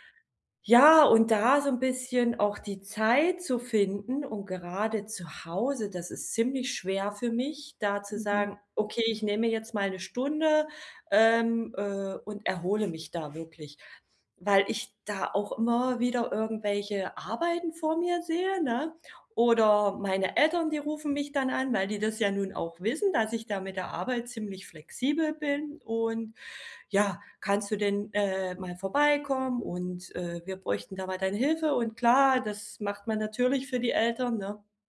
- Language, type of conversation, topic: German, advice, Wie finde ich ein Gleichgewicht zwischen Erholung und sozialen Verpflichtungen?
- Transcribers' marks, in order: other background noise